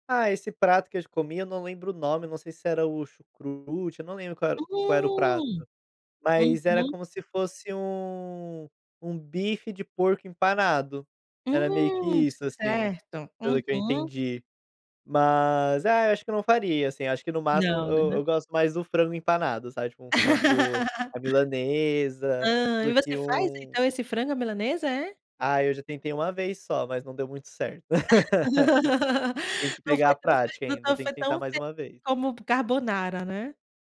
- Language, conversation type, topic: Portuguese, podcast, Qual foi a comida mais inesquecível que você provou viajando?
- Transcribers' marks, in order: other background noise; laugh; laugh